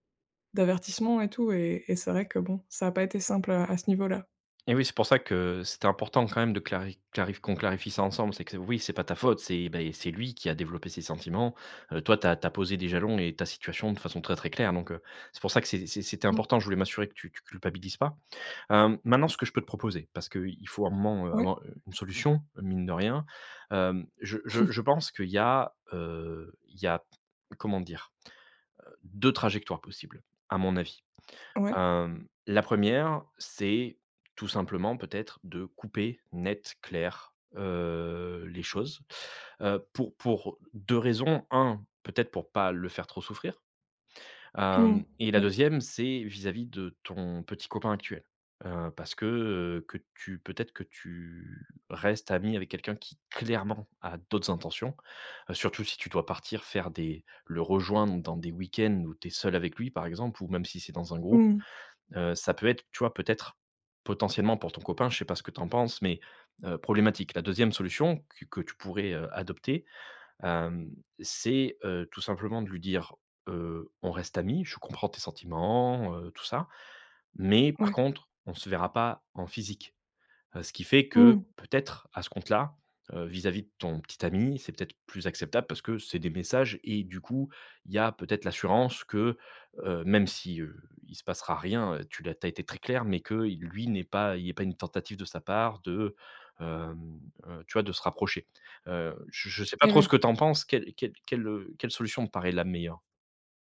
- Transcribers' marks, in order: chuckle; stressed: "clairement"
- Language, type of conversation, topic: French, advice, Comment gérer une amitié qui devient romantique pour l’une des deux personnes ?